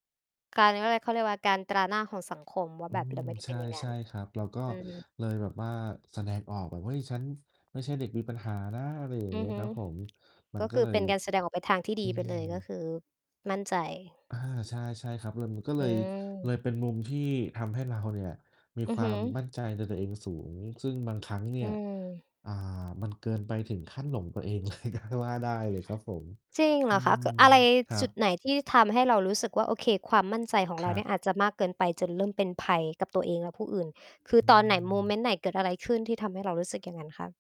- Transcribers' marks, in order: distorted speech; other background noise; tapping; laughing while speaking: "เลย"
- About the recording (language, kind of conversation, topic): Thai, unstructured, คุณเคยรู้สึกไม่มั่นใจในตัวตนของตัวเองไหม และทำอย่างไรถึงจะกลับมามั่นใจได้?